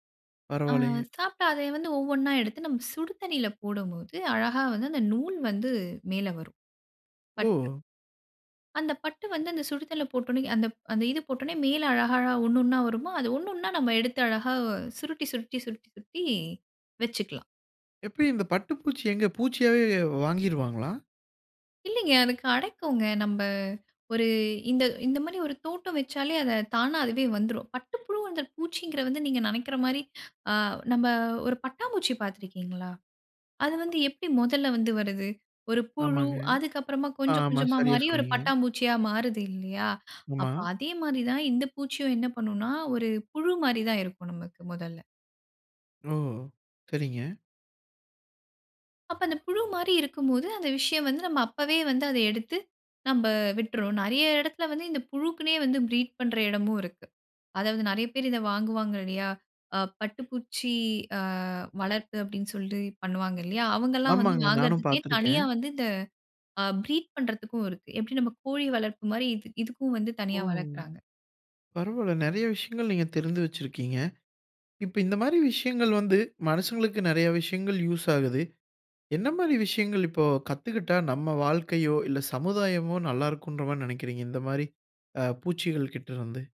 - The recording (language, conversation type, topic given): Tamil, podcast, பூச்சிகள் ஒத்துழைப்பைப் பற்றி என்னக் கற்றுக் கொடுக்கின்றன?
- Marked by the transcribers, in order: in English: "ப்ரீட்"; in English: "ப்ரீட்"